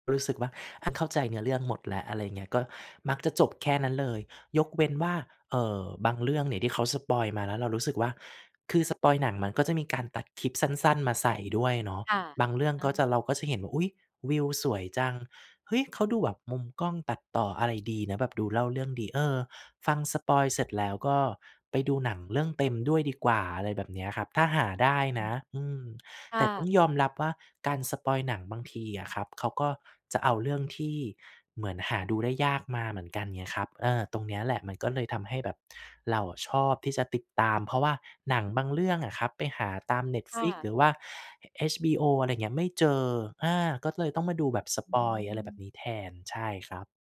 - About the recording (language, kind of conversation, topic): Thai, podcast, แพลตฟอร์มไหนมีอิทธิพลมากที่สุดต่อรสนิยมด้านความบันเทิงของคนไทยในตอนนี้ และเพราะอะไร?
- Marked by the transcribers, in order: other background noise